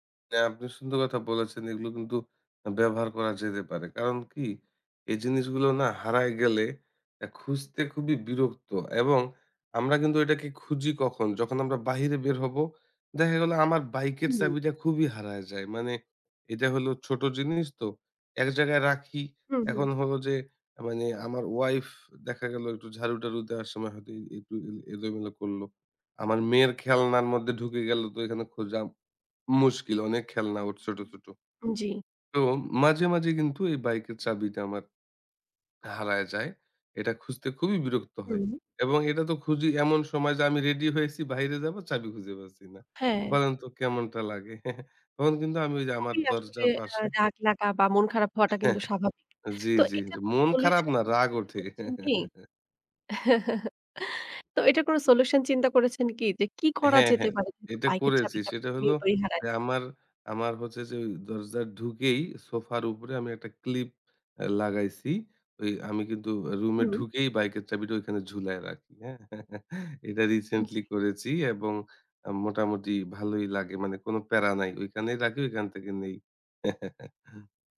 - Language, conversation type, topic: Bengali, podcast, রিমোট, চাবি আর ফোন বারবার হারানো বন্ধ করতে কী কী কার্যকর কৌশল মেনে চলা উচিত?
- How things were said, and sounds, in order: tapping; other background noise; chuckle; chuckle; unintelligible speech; unintelligible speech; chuckle; chuckle; chuckle